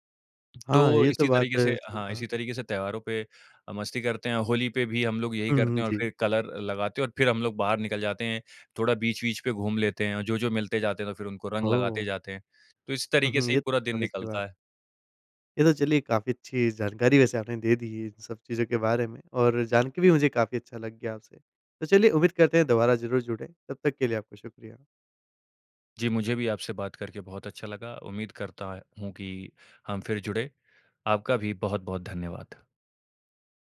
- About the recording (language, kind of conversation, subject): Hindi, podcast, तुम रोज़ प्रेरित कैसे रहते हो?
- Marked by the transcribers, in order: in English: "कलर"